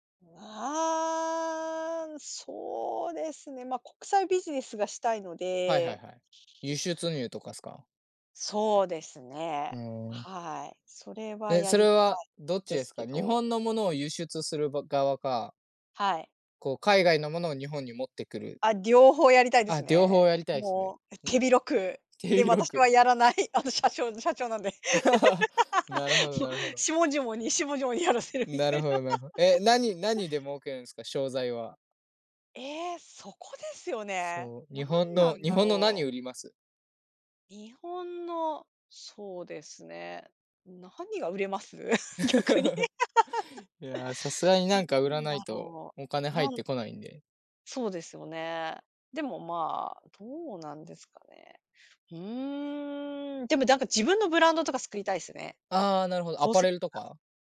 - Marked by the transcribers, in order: drawn out: "うあ"; other noise; laughing while speaking: "手広く"; laughing while speaking: "あの、社長 社長なんで、も … せるみたいな"; laugh; laugh; laughing while speaking: "逆に"; laugh
- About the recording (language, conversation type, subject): Japanese, unstructured, 10年後の自分はどんな人になっていると思いますか？